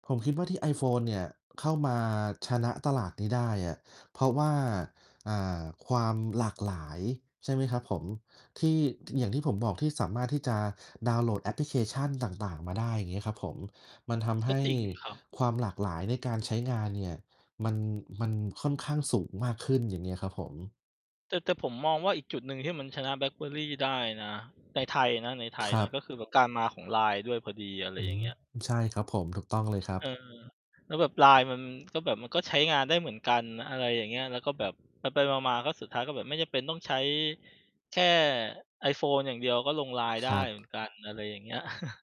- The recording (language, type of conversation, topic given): Thai, unstructured, เทคโนโลยีอะไรที่คุณรู้สึกว่าน่าทึ่งที่สุดในตอนนี้?
- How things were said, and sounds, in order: mechanical hum; chuckle